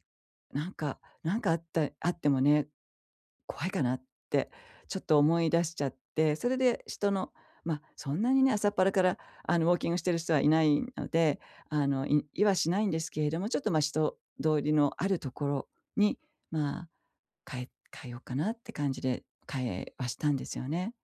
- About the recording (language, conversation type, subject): Japanese, advice, 周りの目が気になって運動を始められないとき、どうすれば不安を減らせますか？
- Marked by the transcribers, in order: none